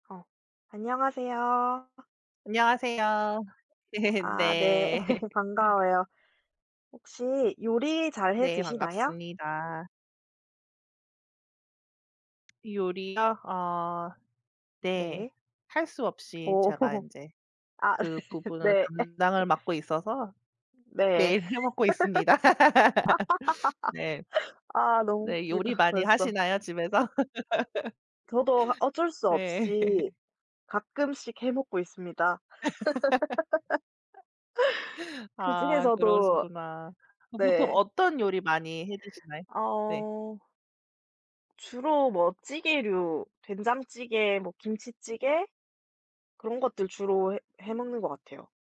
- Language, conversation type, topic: Korean, unstructured, 단맛과 짠맛 중 어떤 맛을 더 좋아하시나요?
- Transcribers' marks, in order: laughing while speaking: "네 네"; laugh; tapping; other background noise; laughing while speaking: "어. 아"; laugh; laughing while speaking: "아하하하하"; laugh; laugh; laugh; laugh